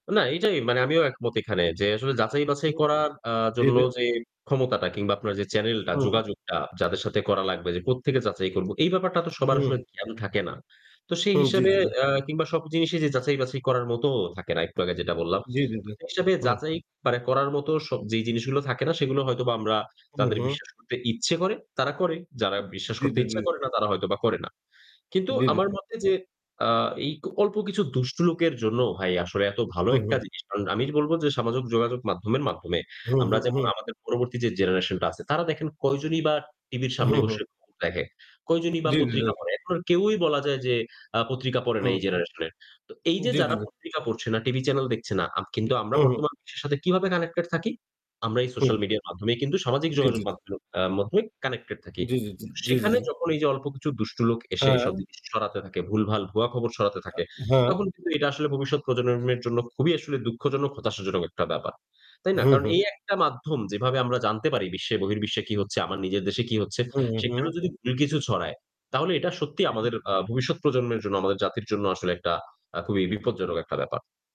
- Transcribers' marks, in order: static; tapping; "সামাজিক" said as "সামাজক"; unintelligible speech; unintelligible speech; other background noise
- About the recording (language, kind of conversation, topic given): Bengali, unstructured, সামাজিক যোগাযোগমাধ্যমের খবর কতটা বিশ্বাসযোগ্য?